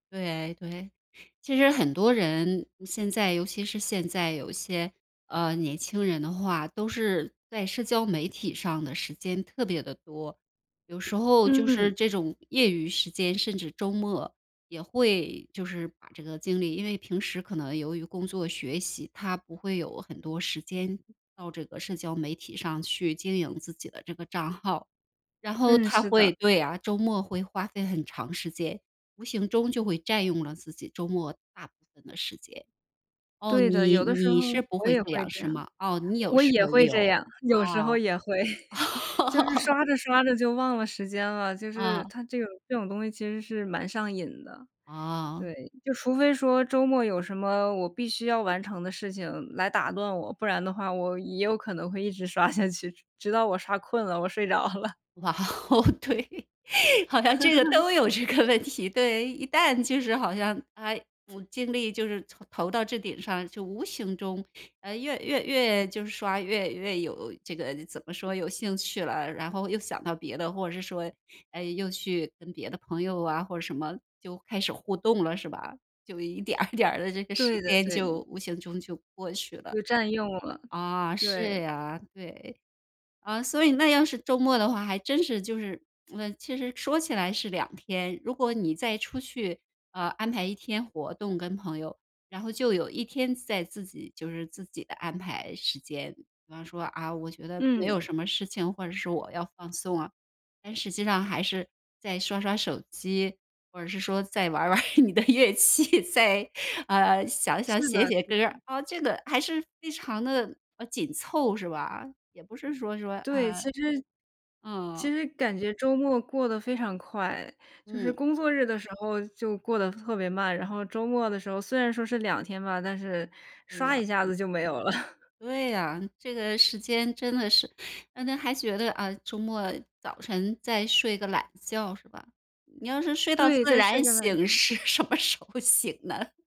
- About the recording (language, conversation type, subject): Chinese, podcast, 周末你通常怎么安排在家里的时间？
- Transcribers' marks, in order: tapping; chuckle; laugh; laughing while speaking: "刷下去"; laughing while speaking: "了"; laughing while speaking: "哇哦，对，好像这个都有这个问题"; chuckle; other background noise; sniff; laughing while speaking: "一点儿一点儿地"; laughing while speaking: "你的乐器"; chuckle; laughing while speaking: "什么时候醒呢？"